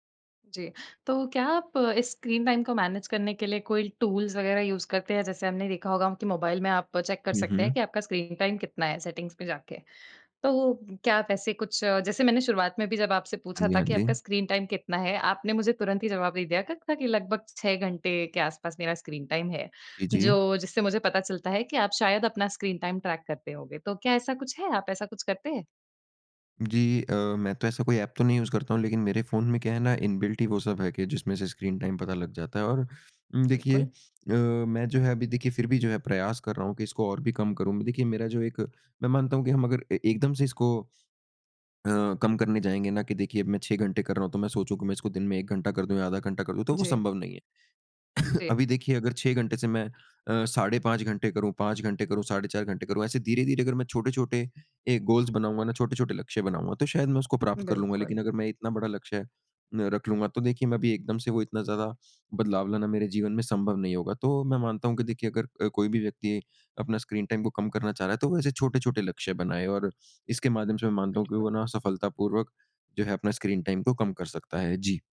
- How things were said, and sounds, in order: in English: "स्क्रीन टाइम"; in English: "मैनेज"; in English: "टूल्स"; in English: "यूज़"; in English: "स्क्रीन टाइम"; in English: "स्क्रीन टाइम"; in English: "स्क्रीन टाइम"; in English: "स्क्रीन टाइम ट्रैक"; in English: "ऐप"; in English: "यूज़"; in English: "इनबिल्ट"; in English: "स्क्रीन टाइम"; cough; in English: "गोल्स"; in English: "स्क्रीन टाइम"; in English: "स्क्रीन टाइम"
- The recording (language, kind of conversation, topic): Hindi, podcast, आप स्क्रीन पर बिताए समय को कैसे प्रबंधित करते हैं?